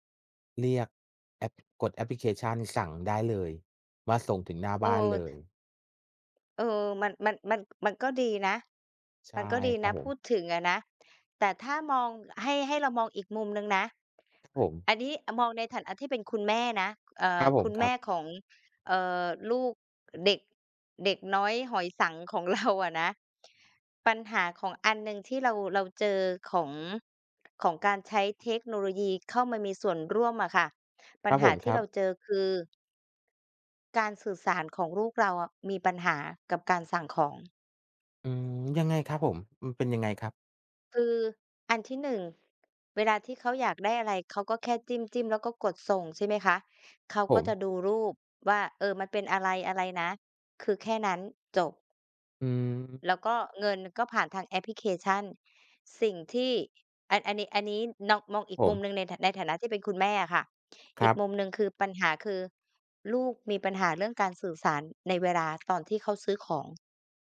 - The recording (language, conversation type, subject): Thai, unstructured, คุณคิดอย่างไรกับการเปลี่ยนแปลงของครอบครัวในยุคปัจจุบัน?
- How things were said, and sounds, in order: other background noise; laughing while speaking: "เรา"